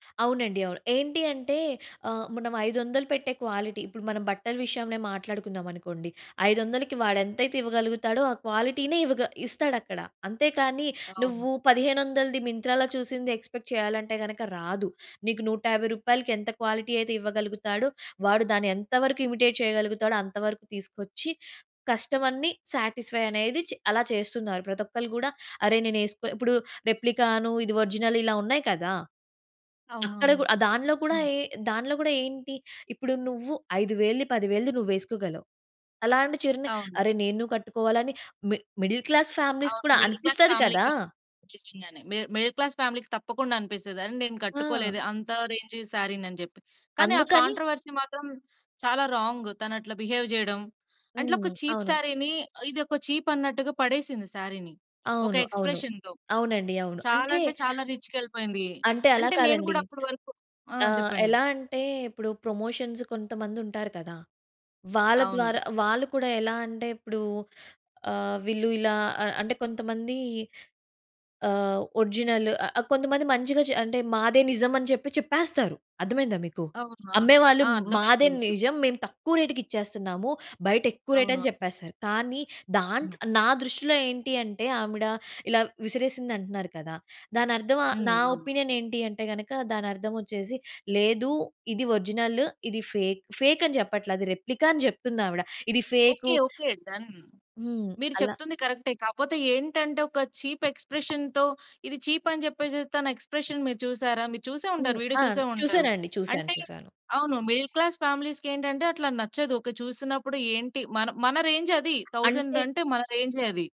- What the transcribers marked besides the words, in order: in English: "క్వాలిటీ"; in English: "క్వాలిటీ‌నే"; in English: "మింత్రా‌లో"; in English: "ఎక్స్‌పేక్ట్"; in English: "క్వాలిటీ"; in English: "ఇమిటేట్"; in English: "కస్టమర్‌ని సాటిస్ఫై"; in English: "రెప్లికాను"; in English: "ఒరిజినల్"; in English: "మి మిడిల్ క్లాస్ ఫ్యామిలీస్‌కు"; in English: "మిడిల్ క్లాస్ ఫ్యామిలీ‌కి"; in English: "మిడ్ మిడిల్ క్లాస్ ఫ్యామిలీ‌కి"; in English: "రేంజ్ సారీని"; in English: "కాంట్రోవర్సీ"; in English: "రాంగ్"; in English: "బిహేవ్"; in English: "చీప్ సారీని"; in English: "చీప్"; in English: "సారీని"; in English: "ఎక్స్‌ప్రేషన్‌తో"; in English: "రీచ్‌కి"; in English: "ప్రమోషన్స్"; in English: "ఒరిజినల్"; in English: "రేట్‌కి"; in English: "రేట్"; other background noise; in English: "ఒపీనియన్"; in English: "ఒరిజినల్"; in English: "ఫేక్. ఫేక్"; in English: "రెప్లికా"; in English: "డన్"; in English: "చీప్ ఎక్స్‌ప్రేషన్‌తో"; tapping; in English: "చీప్"; in English: "ఎక్స్ప్రెషన్"; in English: "మిడిల్ క్లాస్ ఫ్యామిలీస్‌కి"; in English: "రేంజ్"; in English: "థౌసండ్"
- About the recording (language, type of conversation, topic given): Telugu, podcast, నిజంగా కలుసుకున్న తర్వాత ఆన్‌లైన్ బంధాలు ఎలా మారతాయి?